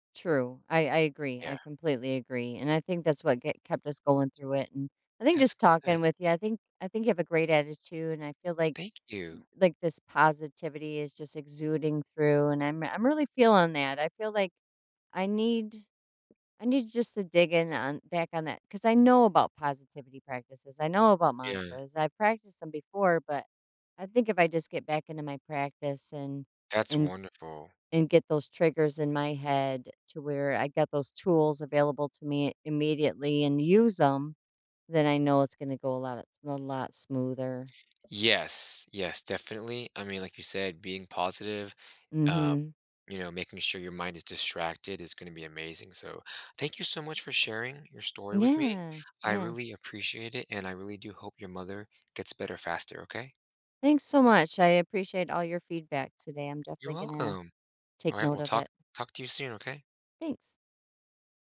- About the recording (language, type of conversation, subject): English, advice, How can I cope with anxiety while waiting for my medical test results?
- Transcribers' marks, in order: other background noise; tapping